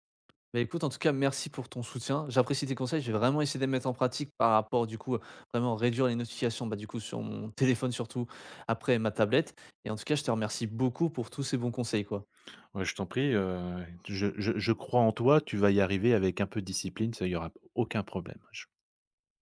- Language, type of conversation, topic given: French, advice, Comment les notifications constantes nuisent-elles à ma concentration ?
- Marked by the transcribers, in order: tapping; stressed: "téléphone"